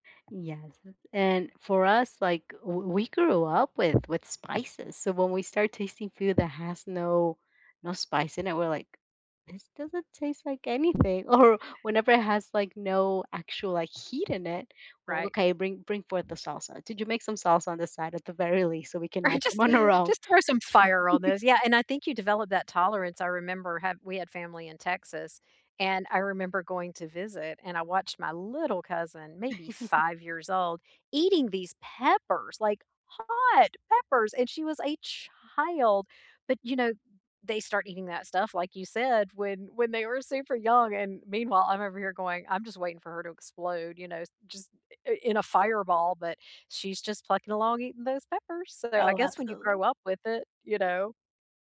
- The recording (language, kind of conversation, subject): English, unstructured, What food memory makes you smile?
- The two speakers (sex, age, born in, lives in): female, 30-34, United States, United States; female, 50-54, United States, United States
- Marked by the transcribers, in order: laughing while speaking: "Or"; other background noise; laughing while speaking: "I"; laughing while speaking: "them"; chuckle; giggle; stressed: "hot"; stressed: "child"